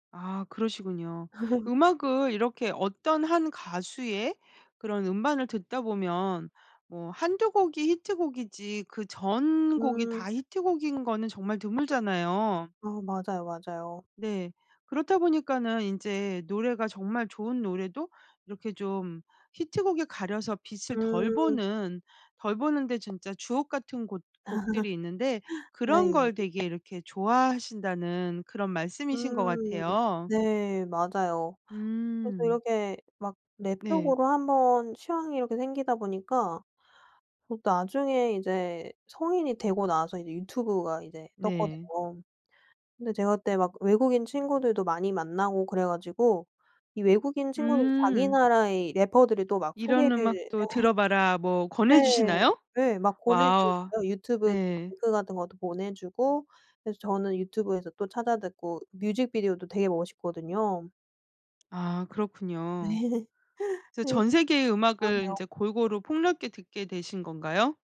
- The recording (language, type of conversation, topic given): Korean, podcast, 미디어(라디오, TV, 유튜브)가 너의 음악 취향을 어떻게 만들었어?
- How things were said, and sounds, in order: laugh; tapping; laughing while speaking: "아"; other background noise; laughing while speaking: "네"; laugh